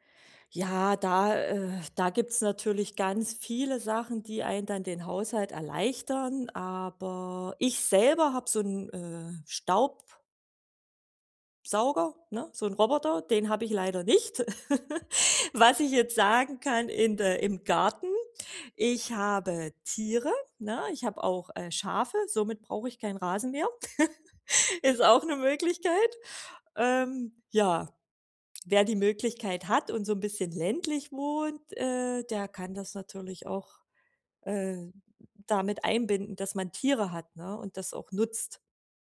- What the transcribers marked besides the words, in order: stressed: "nicht"; chuckle; other background noise; chuckle
- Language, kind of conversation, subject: German, podcast, Wie teilt ihr zu Hause die Aufgaben und Rollen auf?